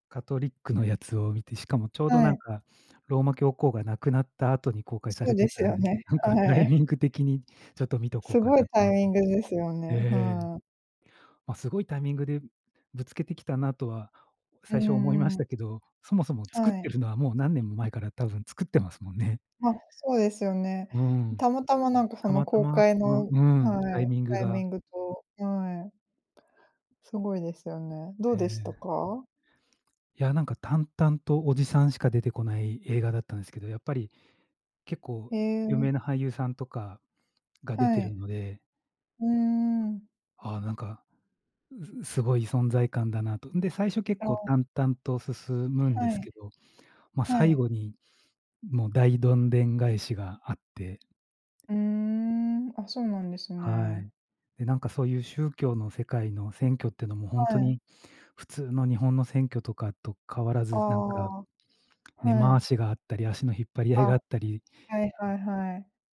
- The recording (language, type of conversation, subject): Japanese, unstructured, 最近見た映画の中で、いちばん印象に残っている作品は何ですか？
- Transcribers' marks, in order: none